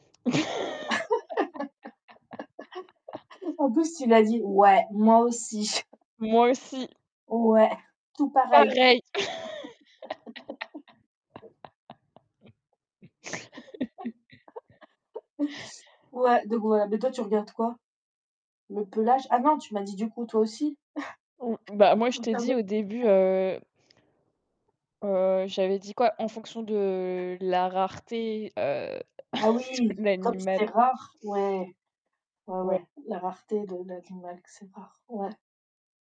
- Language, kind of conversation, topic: French, unstructured, Préférez-vous la beauté des animaux de compagnie ou celle des animaux sauvages ?
- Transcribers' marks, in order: laugh; put-on voice: "Ouais, moi aussi"; laugh; laugh; chuckle; unintelligible speech; chuckle